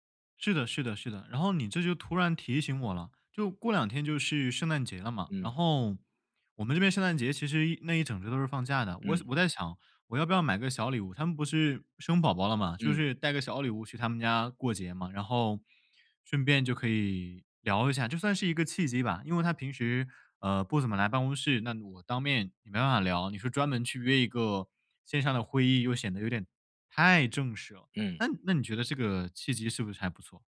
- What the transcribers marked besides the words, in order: none
- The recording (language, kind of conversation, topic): Chinese, advice, 在资金有限的情况下，我该如何确定资源分配的优先级？